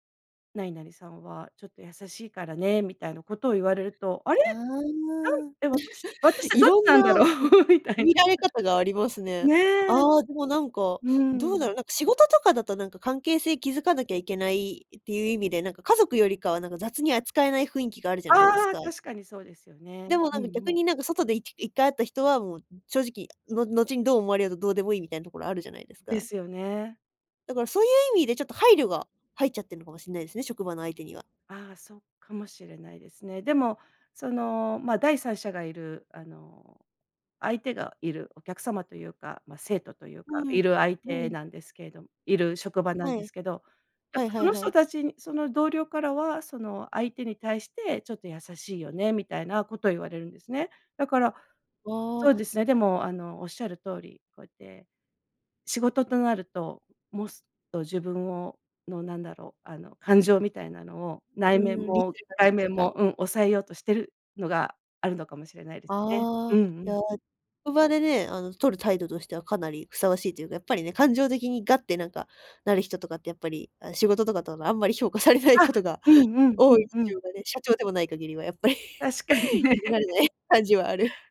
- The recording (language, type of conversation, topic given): Japanese, podcast, 最近、自分について新しく気づいたことはありますか？
- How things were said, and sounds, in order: laugh; chuckle; laughing while speaking: "みたいな"; laugh; unintelligible speech; laughing while speaking: "評価されないことが"; laughing while speaking: "確かにね"; laughing while speaking: "やっぱり、許されない感じはある"